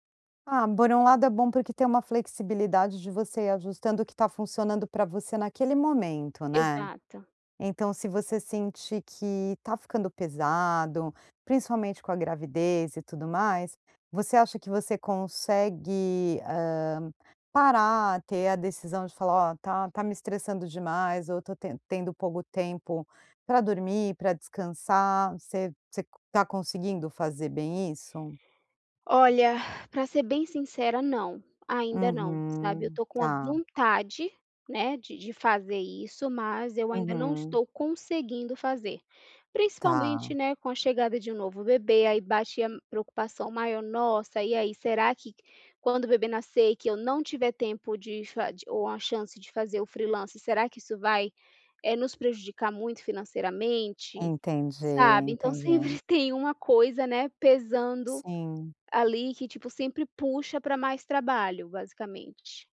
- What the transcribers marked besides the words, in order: "pouco" said as "pougo"; tapping; exhale; laughing while speaking: "sempre"
- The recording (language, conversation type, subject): Portuguese, advice, Como posso simplificar minha vida e priorizar momentos e memórias?